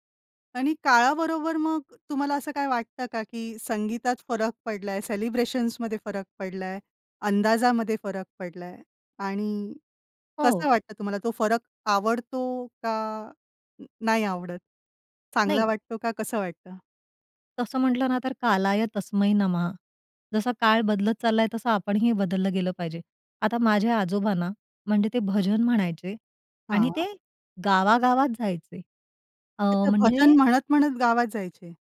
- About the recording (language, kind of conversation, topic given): Marathi, podcast, सण-उत्सवांमुळे तुमच्या घरात कोणते संगीत परंपरेने टिकून राहिले आहे?
- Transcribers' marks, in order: other noise; tapping